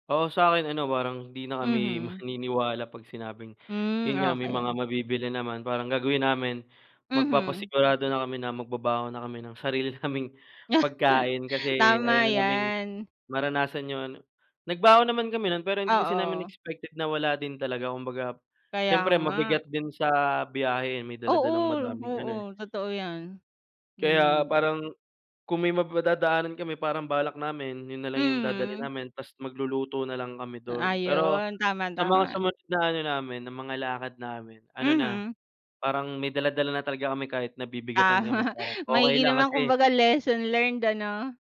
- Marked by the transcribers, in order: laughing while speaking: "Tama"
- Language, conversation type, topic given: Filipino, unstructured, Ano ang pinakamasakit na nangyari habang nakikipagsapalaran ka?